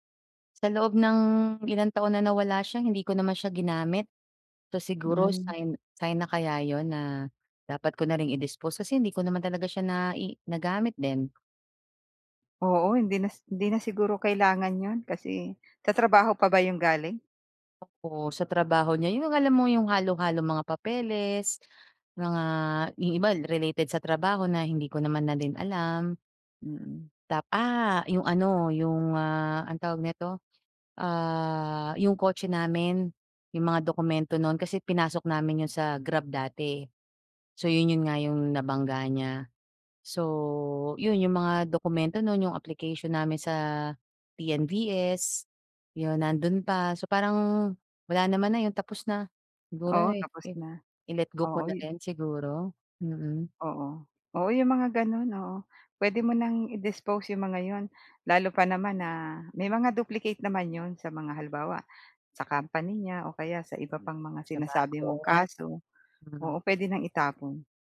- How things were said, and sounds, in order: tapping
- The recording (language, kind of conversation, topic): Filipino, advice, Paano ko mababawasan nang may saysay ang sobrang dami ng gamit ko?